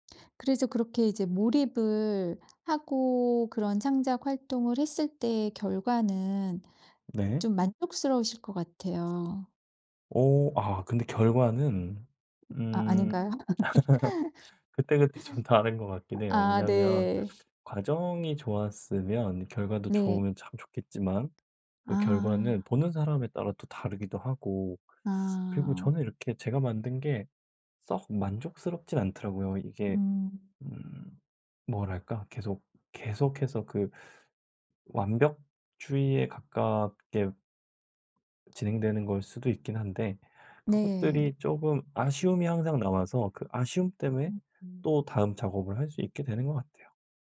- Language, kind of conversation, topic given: Korean, podcast, 작업할 때 언제 가장 몰입이 잘 되나요?
- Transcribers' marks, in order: tapping; laugh; other background noise; laugh